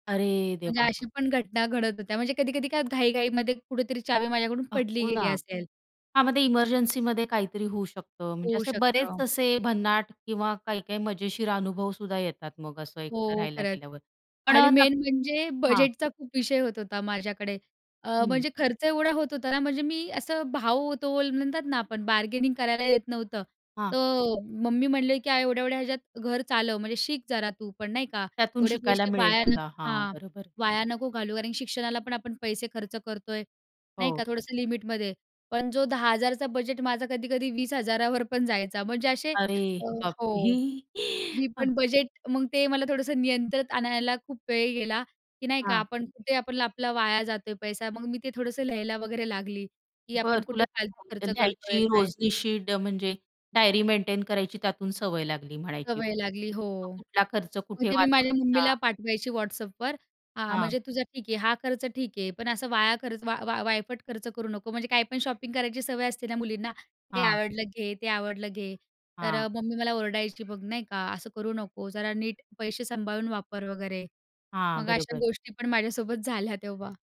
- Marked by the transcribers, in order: tapping; other noise; other background noise; anticipating: "वर पण जायचा"; chuckle; unintelligible speech; unintelligible speech; background speech
- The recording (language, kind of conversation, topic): Marathi, podcast, पहिल्यांदा एकटे राहायला गेल्यावर तुम्हाला कोणते बदल जाणवले?